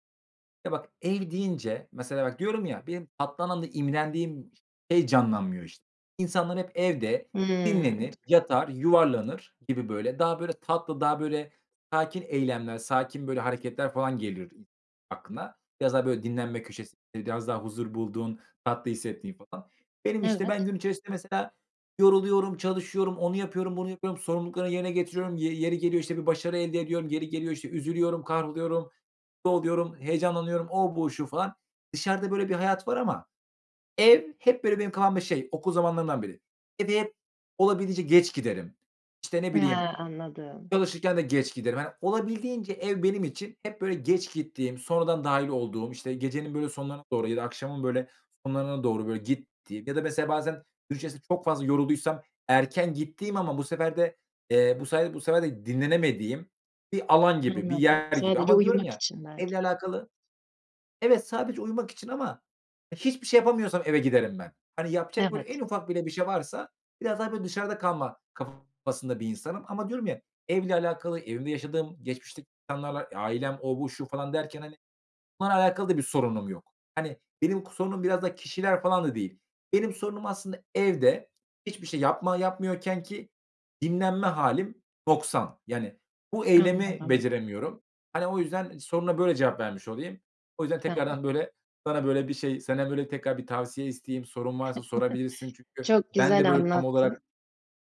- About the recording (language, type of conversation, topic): Turkish, advice, Evde dinlenmek ve rahatlamakta neden zorlanıyorum, ne yapabilirim?
- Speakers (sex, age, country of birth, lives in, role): female, 20-24, United Arab Emirates, Germany, advisor; male, 25-29, Turkey, Bulgaria, user
- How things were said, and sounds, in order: unintelligible speech; other background noise; tapping; unintelligible speech; unintelligible speech; chuckle